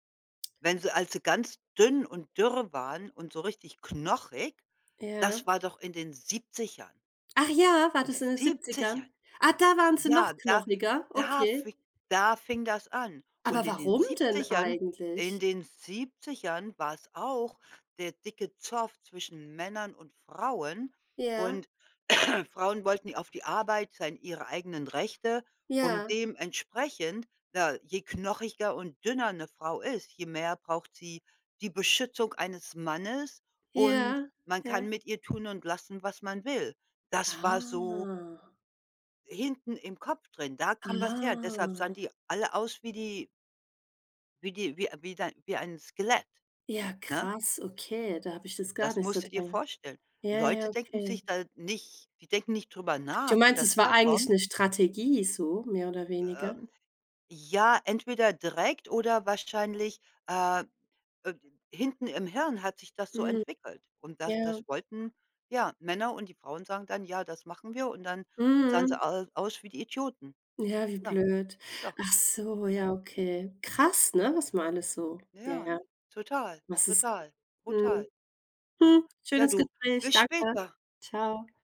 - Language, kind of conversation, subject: German, unstructured, Was nervt dich an neuer Technologie am meisten?
- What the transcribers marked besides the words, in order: other background noise; cough; drawn out: "Ah"; drawn out: "Ah"; unintelligible speech; tapping; "ma" said as "wir"